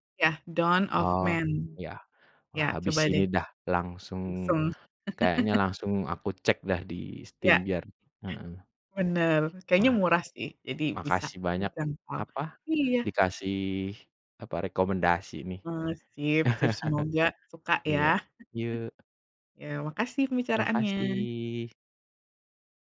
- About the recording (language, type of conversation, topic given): Indonesian, unstructured, Apa yang Anda cari dalam gim video yang bagus?
- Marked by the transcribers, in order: chuckle; tapping; chuckle